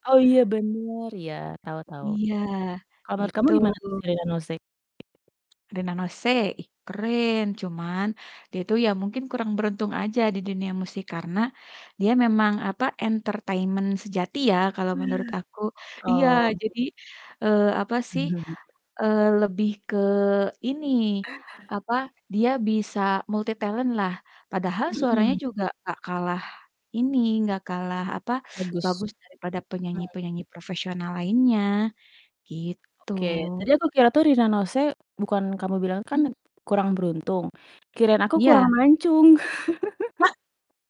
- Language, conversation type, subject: Indonesian, podcast, Bagaimana keluarga atau teman memengaruhi selera musikmu?
- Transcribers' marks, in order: static; distorted speech; other background noise; in English: "entertainment"; unintelligible speech; chuckle; in English: "multitalent"; tapping; teeth sucking; laugh